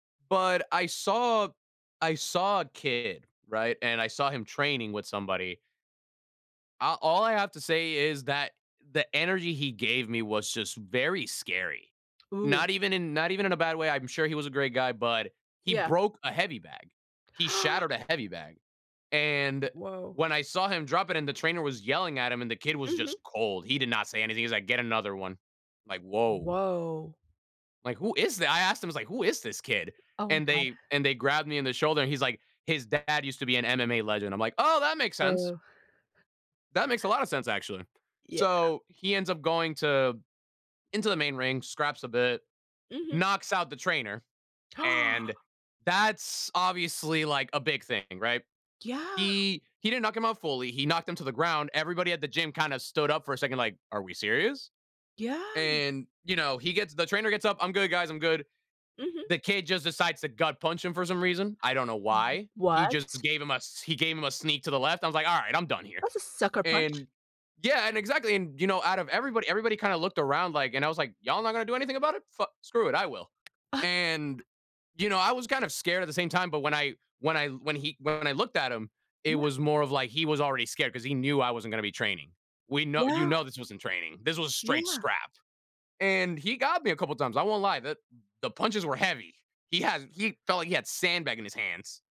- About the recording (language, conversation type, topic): English, unstructured, How can I use teamwork lessons from different sports in my life?
- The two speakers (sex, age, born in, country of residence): female, 45-49, South Korea, United States; male, 20-24, Venezuela, United States
- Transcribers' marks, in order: tapping; gasp; other background noise; gasp